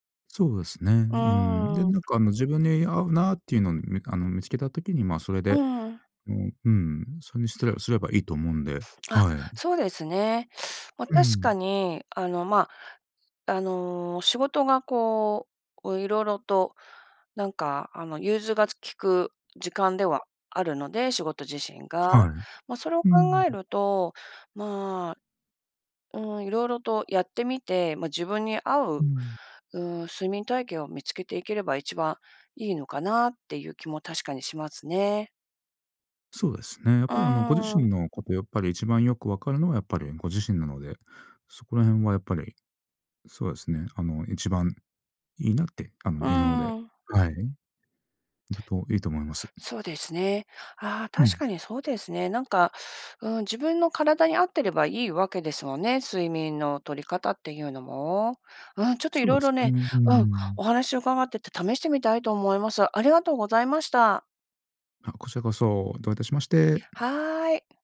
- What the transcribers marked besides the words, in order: other noise
- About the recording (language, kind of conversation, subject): Japanese, advice, 生活リズムが乱れて眠れず、健康面が心配なのですがどうすればいいですか？
- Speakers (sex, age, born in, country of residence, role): female, 50-54, Japan, United States, user; male, 40-44, Japan, Japan, advisor